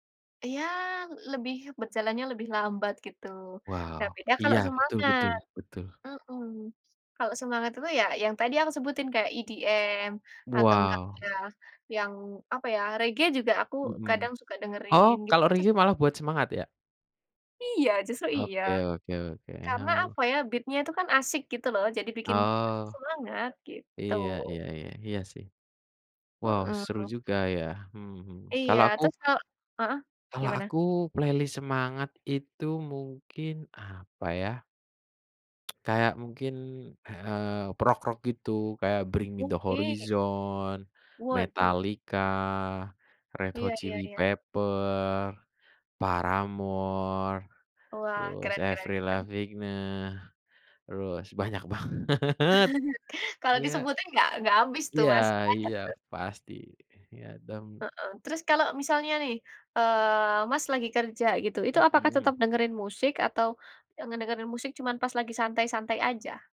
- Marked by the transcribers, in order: in English: "beat-nya"; tapping; in English: "playlist"; tsk; "rock-rock" said as "prock-rock"; surprised: "Waduh"; laughing while speaking: "banget"; chuckle
- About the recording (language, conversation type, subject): Indonesian, unstructured, Bagaimana musik memengaruhi suasana hatimu dalam keseharian?
- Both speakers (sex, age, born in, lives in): female, 20-24, Indonesia, Indonesia; male, 25-29, Indonesia, Indonesia